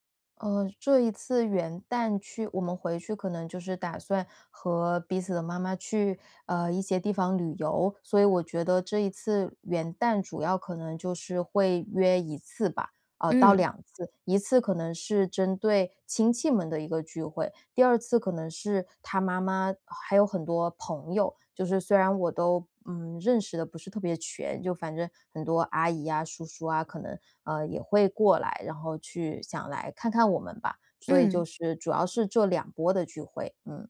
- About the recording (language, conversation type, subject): Chinese, advice, 聚会中出现尴尬时，我该怎么做才能让气氛更轻松自然？
- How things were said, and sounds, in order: none